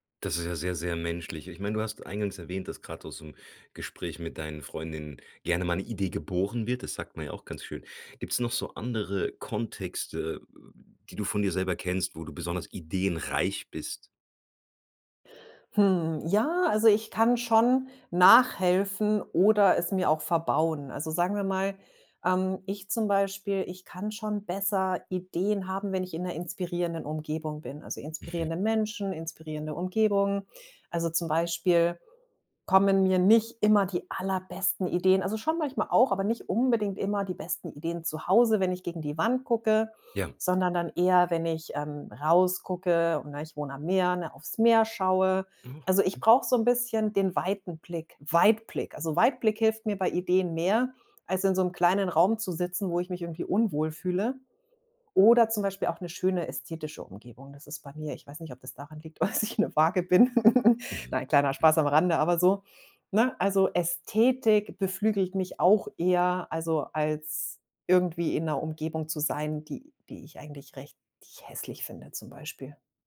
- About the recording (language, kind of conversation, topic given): German, podcast, Wie entsteht bei dir normalerweise die erste Idee?
- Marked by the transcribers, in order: stressed: "ideenreich"; unintelligible speech; stressed: "Weitblick"; laughing while speaking: "dass ich"; other noise; chuckle; stressed: "Ästhetik"